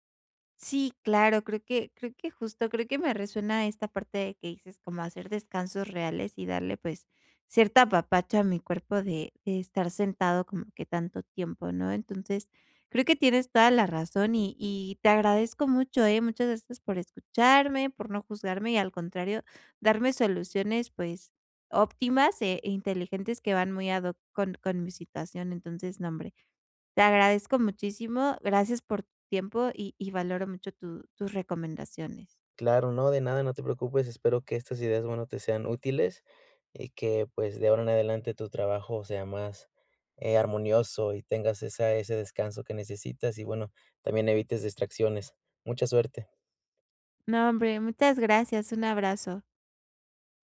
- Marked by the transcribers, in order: none
- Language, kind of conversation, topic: Spanish, advice, ¿Cómo puedo reducir las distracciones y mantener la concentración por más tiempo?